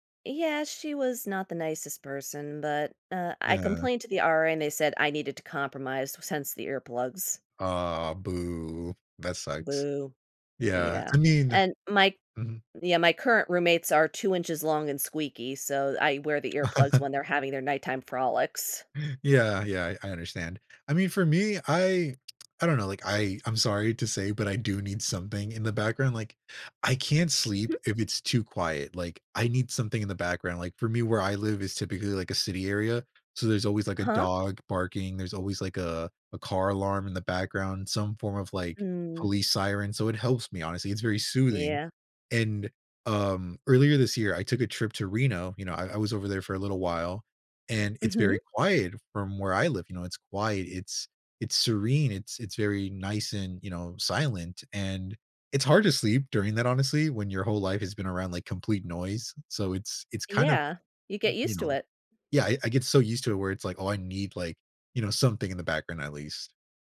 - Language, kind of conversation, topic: English, unstructured, How can I use better sleep to improve my well-being?
- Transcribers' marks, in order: laugh; tsk